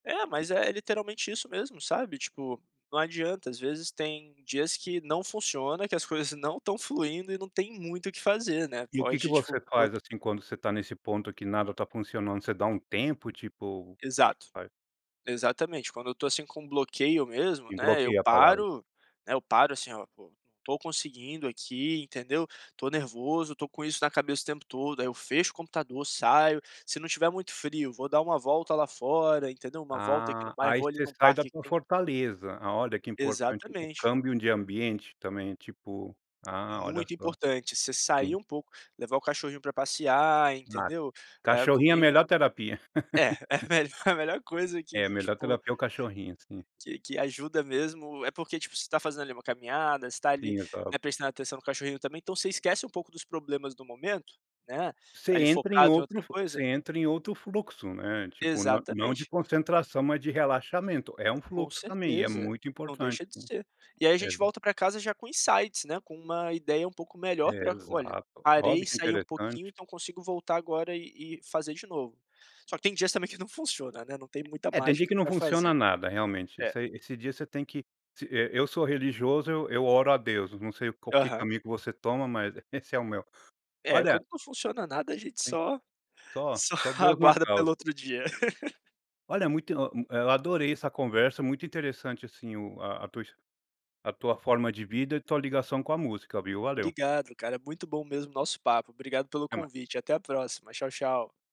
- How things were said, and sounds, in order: laugh; chuckle; laugh
- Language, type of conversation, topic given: Portuguese, podcast, Que música ou lugar te coloca em estado de fluxo?